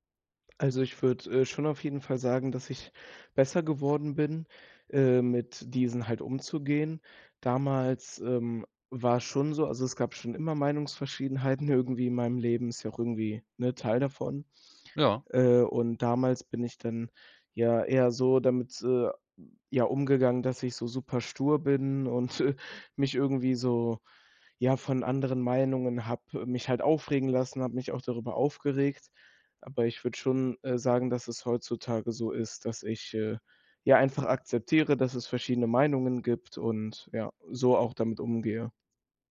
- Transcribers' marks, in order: laughing while speaking: "äh"
- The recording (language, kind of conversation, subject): German, podcast, Wie gehst du mit Meinungsverschiedenheiten um?